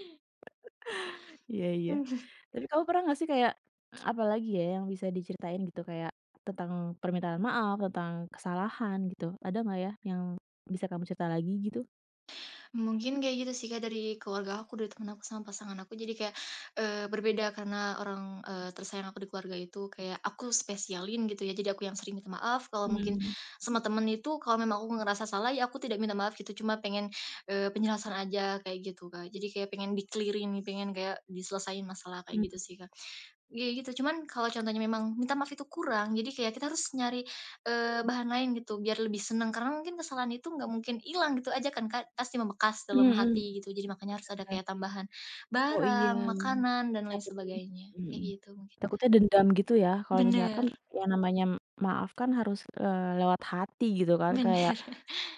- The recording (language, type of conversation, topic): Indonesian, podcast, Bagaimana caramu meminta maaf atau memaafkan dalam keluarga?
- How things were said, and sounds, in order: chuckle; tsk; other background noise; tapping; laughing while speaking: "Bener"